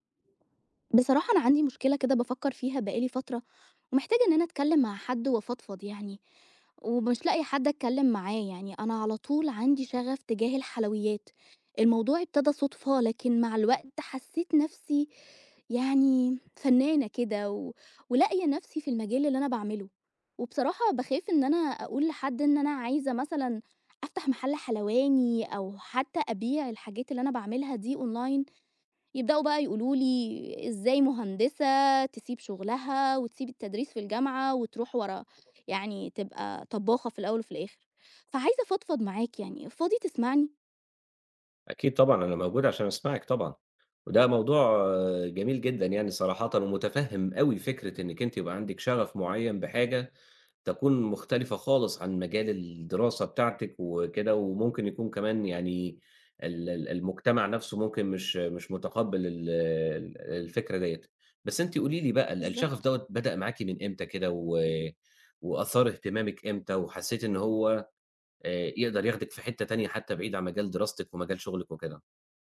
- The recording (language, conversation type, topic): Arabic, advice, إزاي أتغلب على ترددي في إني أتابع شغف غير تقليدي عشان خايف من حكم الناس؟
- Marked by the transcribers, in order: in English: "online"